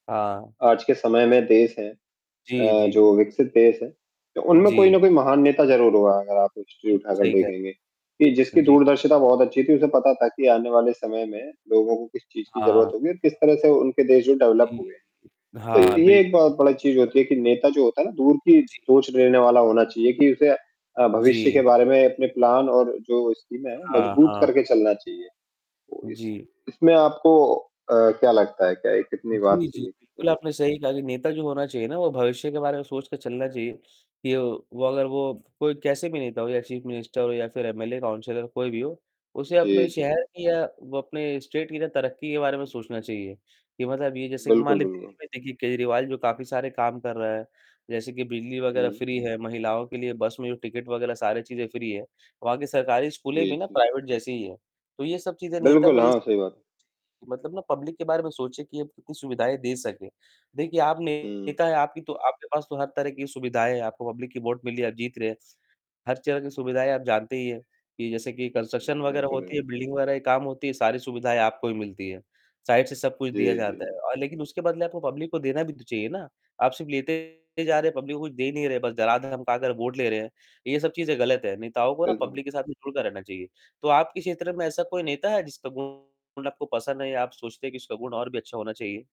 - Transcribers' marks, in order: static; other background noise; in English: "हिस्ट्री"; distorted speech; in English: "डेवलप"; mechanical hum; in English: "प्लान"; in English: "स्कीमें"; in English: "चीफ मिनिस्टर"; in English: "काउंसलर"; in English: "स्टेट"; in English: "फ्री"; in English: "फ्री"; in English: "प्राइवेट"; in English: "पब्लिक"; in English: "पब्लिक"; in English: "वोट"; "तरह" said as "चरह"; in English: "कंस्ट्रक्शन"; in English: "बिल्डिंग"; in English: "साइड"; in English: "पब्लिक"; in English: "पब्लिक"; in English: "वोट"; in English: "पब्लिक"
- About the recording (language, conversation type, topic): Hindi, unstructured, आपके हिसाब से एक अच्छे नेता में कौन-कौन से गुण होने चाहिए?